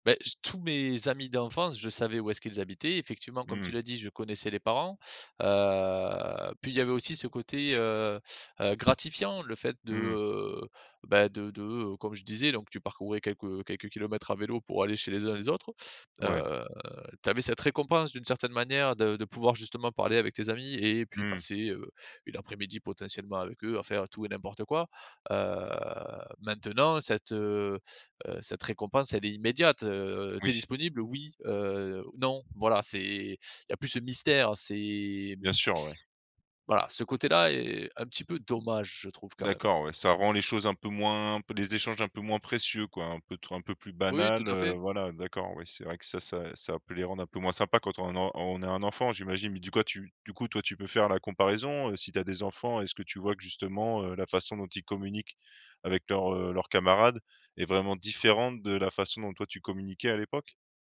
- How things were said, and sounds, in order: drawn out: "heu"; other background noise; drawn out: "Heu"; tapping
- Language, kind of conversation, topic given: French, podcast, À ton avis, comment les écrans changent-ils nos conversations en personne ?